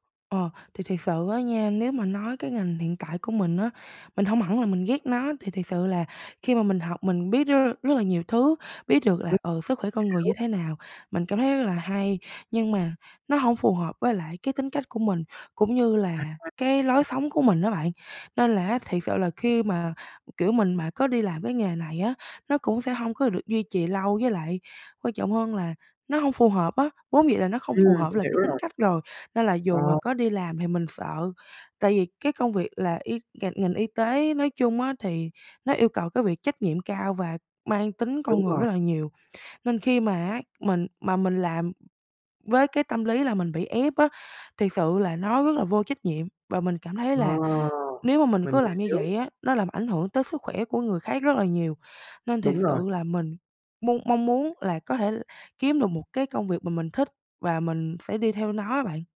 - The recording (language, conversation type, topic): Vietnamese, advice, Làm sao để đối mặt với áp lực từ gia đình khi họ muốn tôi chọn nghề ổn định và thu nhập cao?
- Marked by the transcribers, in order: tapping; other background noise